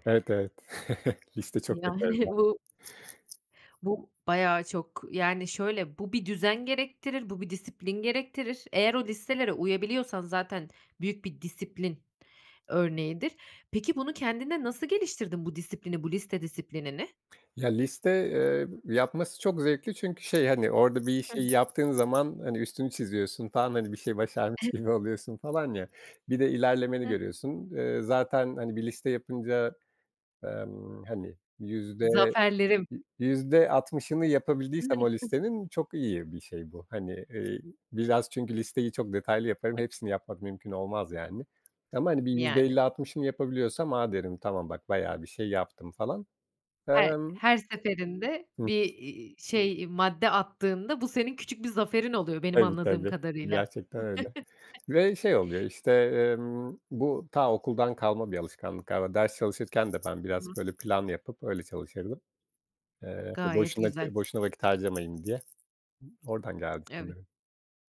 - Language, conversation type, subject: Turkish, podcast, Kendi kendine öğrenmek mümkün mü, nasıl?
- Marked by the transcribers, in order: chuckle; tapping; other background noise; unintelligible speech; chuckle; chuckle; unintelligible speech